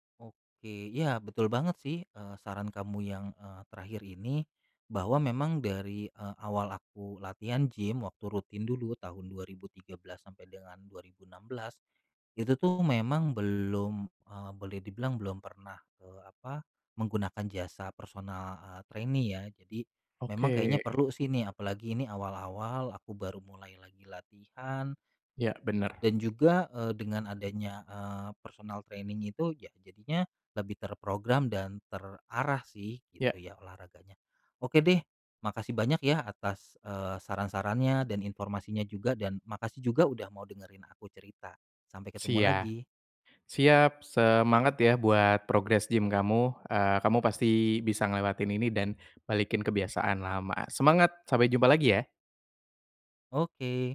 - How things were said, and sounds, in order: in English: "trainee"; in English: "personal training"; other background noise
- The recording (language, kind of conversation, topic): Indonesian, advice, Bagaimana cara kembali berolahraga setelah lama berhenti jika saya takut tubuh saya tidak mampu?